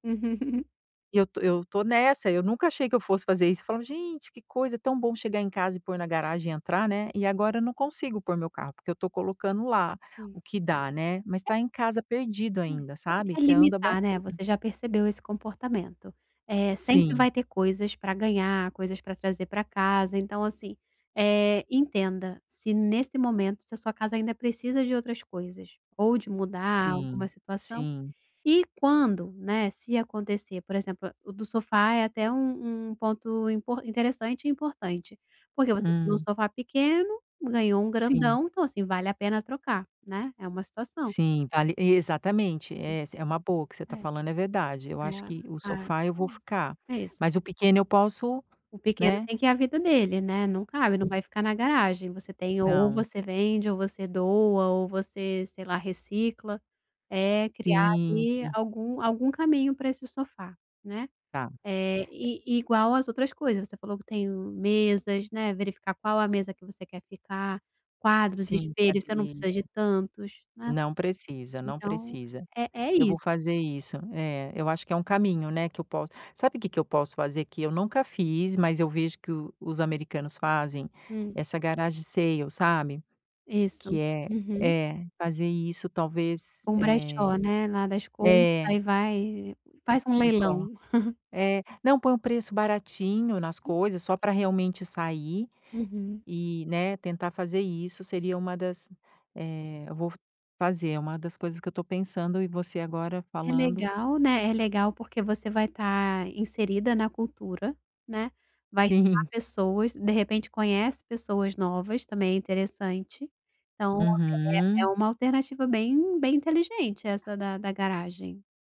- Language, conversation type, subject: Portuguese, advice, Como posso reorganizar meu espaço para evitar comportamentos automáticos?
- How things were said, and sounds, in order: chuckle; tapping; other background noise; in English: "garage sale"; chuckle; laughing while speaking: "Sim"